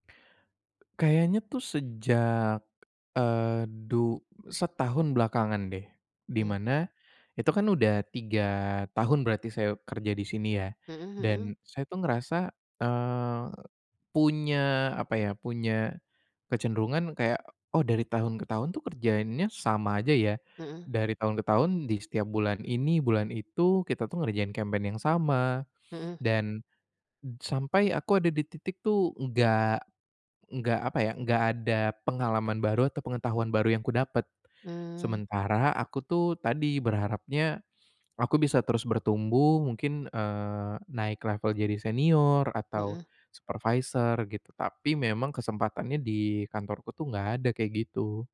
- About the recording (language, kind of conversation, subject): Indonesian, advice, Bagaimana saya tahu apakah karier saya sedang mengalami stagnasi?
- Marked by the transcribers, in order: in English: "campaign"